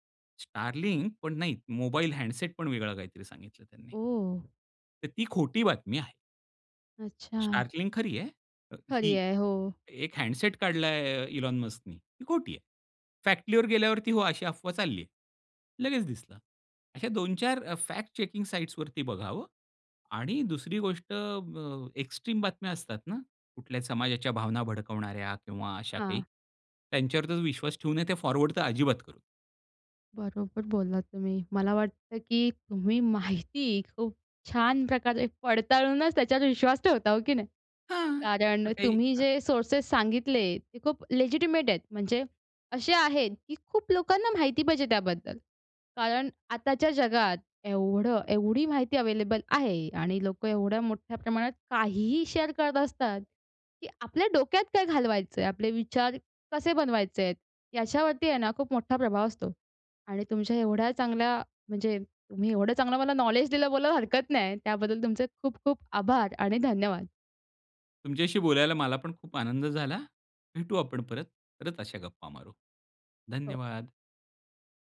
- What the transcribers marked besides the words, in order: in English: "हॅन्डसेट"; in English: "हँडसेट"; in English: "फॅक्ट चेकिंग"; in English: "एक्स्ट्रीम"; in English: "फॉरवर्ड"; other background noise; laughing while speaking: "माहिती"; laughing while speaking: "ठेवता, हो की नाही?"; in English: "लेजिटिमेट"; in English: "शेअर"
- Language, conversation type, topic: Marathi, podcast, निवडून सादर केलेल्या माहितीस आपण विश्वासार्ह कसे मानतो?